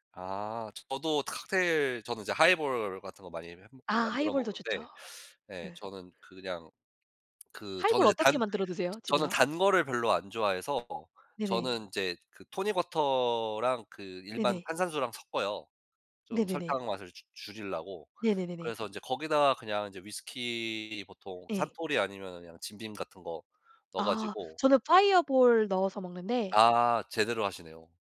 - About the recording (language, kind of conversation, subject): Korean, unstructured, 자신만의 스트레스 해소법이 있나요?
- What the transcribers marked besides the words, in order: teeth sucking; other background noise; put-on voice: "파이어볼"; in English: "파이어볼"